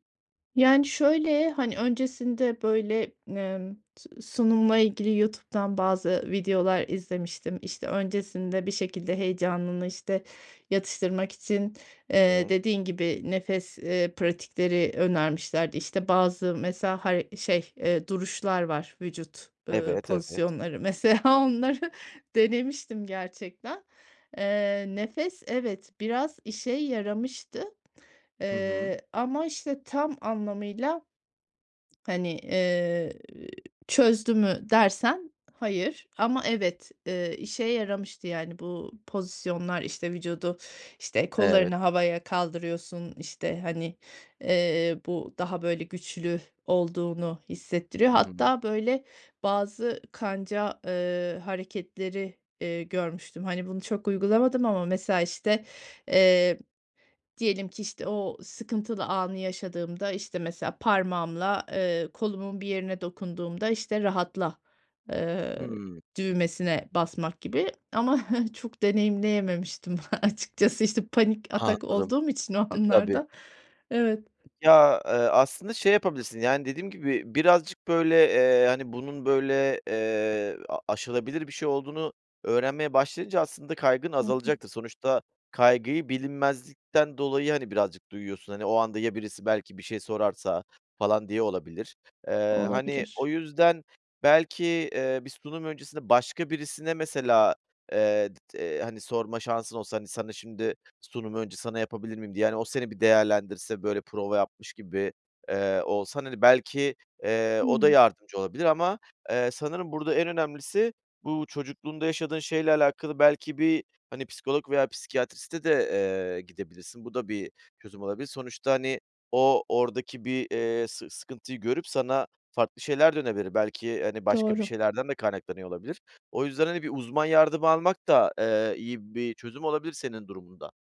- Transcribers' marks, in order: laughing while speaking: "mesela onları"; lip smack; other background noise; chuckle; laughing while speaking: "açıkçası, işte panik atak olduğum için o anlarda"; unintelligible speech; unintelligible speech
- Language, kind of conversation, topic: Turkish, advice, Topluluk önünde konuşma kaygınızı nasıl yönetiyorsunuz?